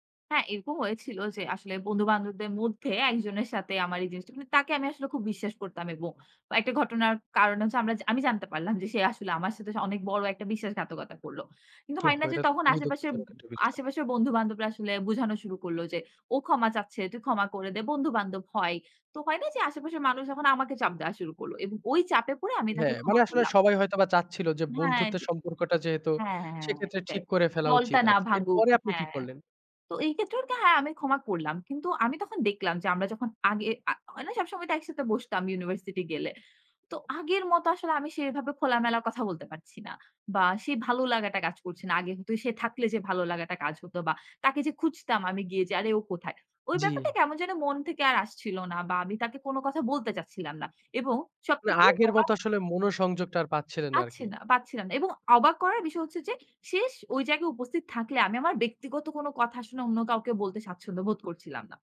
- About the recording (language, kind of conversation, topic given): Bengali, podcast, ক্ষমা করা মানে কি সব ভুলও মুছে ফেলতে হবে বলে মনে করো?
- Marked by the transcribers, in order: other background noise